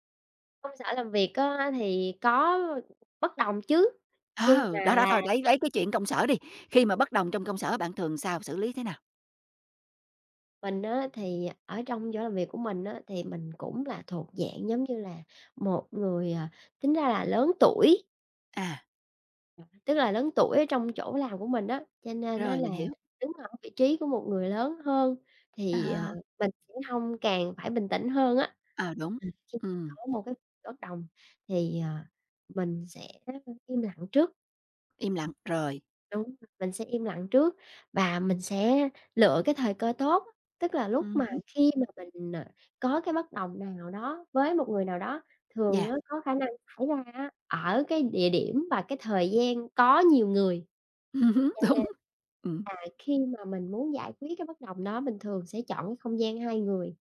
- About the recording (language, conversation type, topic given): Vietnamese, podcast, Làm thế nào để bày tỏ ý kiến trái chiều mà vẫn tôn trọng?
- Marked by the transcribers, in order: other background noise; tapping; laughing while speaking: "đúng"